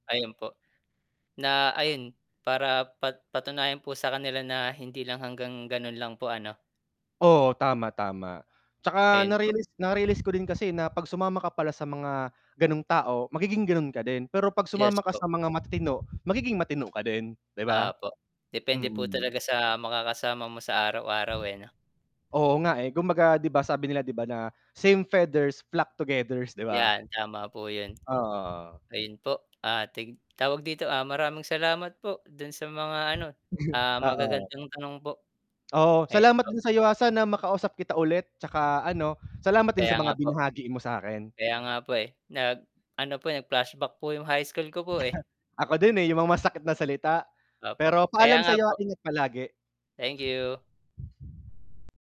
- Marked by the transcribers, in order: static; wind; tapping; in English: "Same feathers flock togethers"; other background noise; lip smack; unintelligible speech; cough
- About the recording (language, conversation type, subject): Filipino, unstructured, Ano ang pinakamasakit na sinabi ng iba tungkol sa iyo?